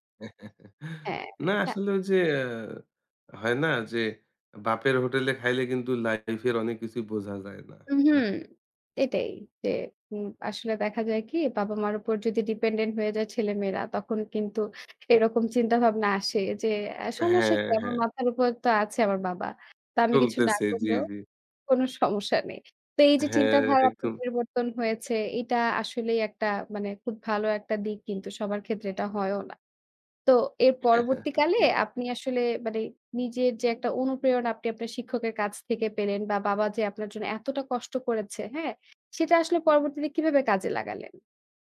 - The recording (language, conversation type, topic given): Bengali, podcast, আপনার জীবনে কোনো শিক্ষক বা পথপ্রদর্শকের প্রভাবে আপনি কীভাবে বদলে গেছেন?
- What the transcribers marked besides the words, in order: chuckle; chuckle; other background noise; laughing while speaking: "হ্যাঁ"